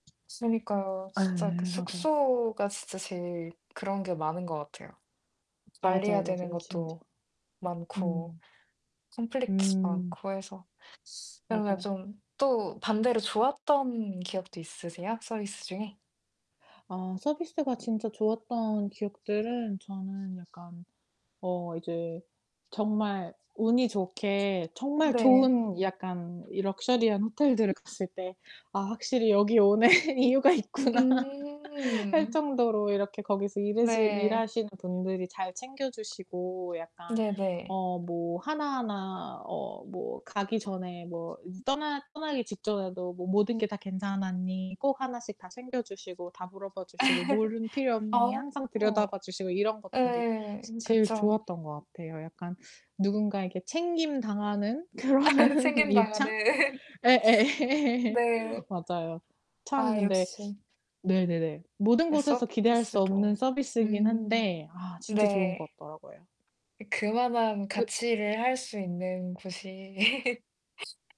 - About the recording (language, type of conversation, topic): Korean, unstructured, 여행 중에 서비스가 나빠서 화난 적이 있나요?
- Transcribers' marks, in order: other background noise; distorted speech; tapping; laughing while speaking: "오는 이유가 있구나"; laugh; laugh; laughing while speaking: "그런"; laughing while speaking: "예예"; laugh; laugh